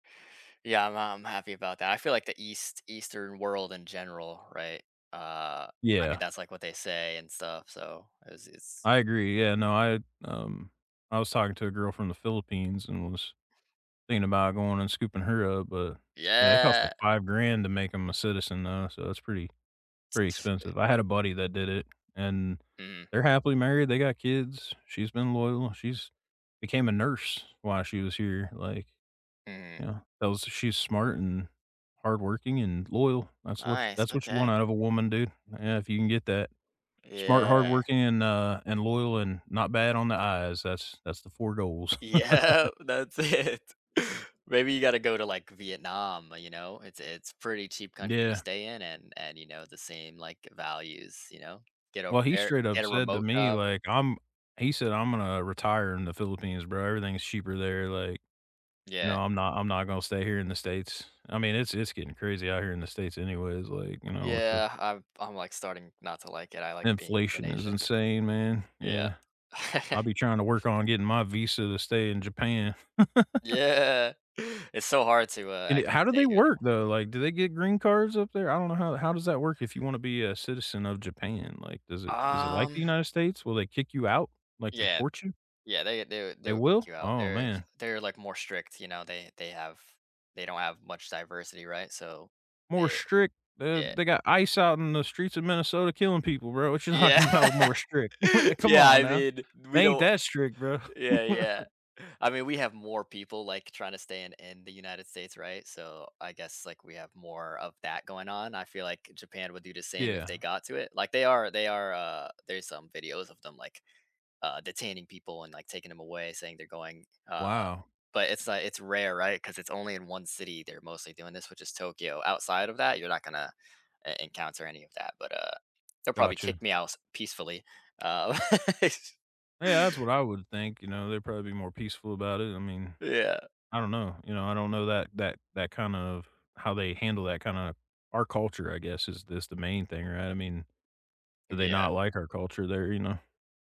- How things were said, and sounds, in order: other background noise; other noise; tapping; laughing while speaking: "Yep, that's it"; chuckle; chuckle; laughing while speaking: "Yeah"; laugh; unintelligible speech; laughing while speaking: "Yeah"; laughing while speaking: "talking about"; chuckle; chuckle; laugh
- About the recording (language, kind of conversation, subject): English, unstructured, What little joys instantly brighten your day?